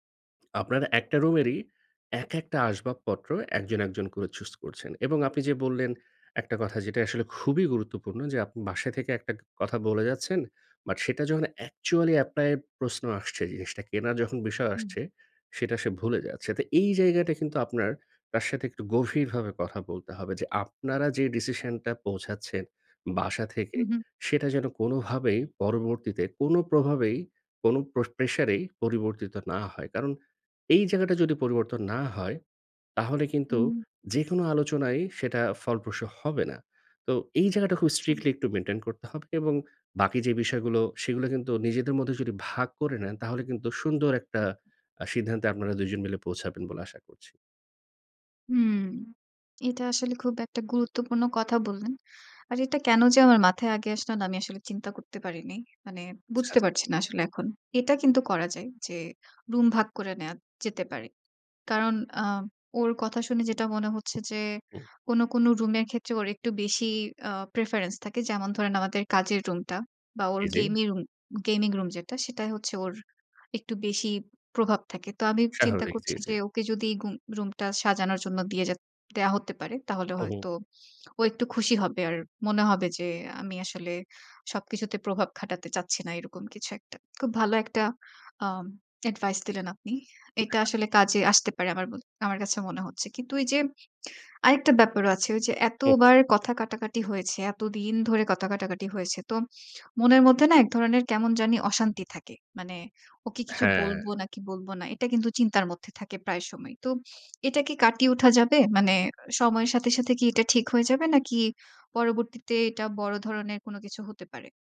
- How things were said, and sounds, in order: "চুজ" said as "চুস"; tapping; in English: "preference"; unintelligible speech
- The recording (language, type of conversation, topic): Bengali, advice, মিনিমালিজম অনুসরণ করতে চাই, কিন্তু পরিবার/সঙ্গী সমর্থন করে না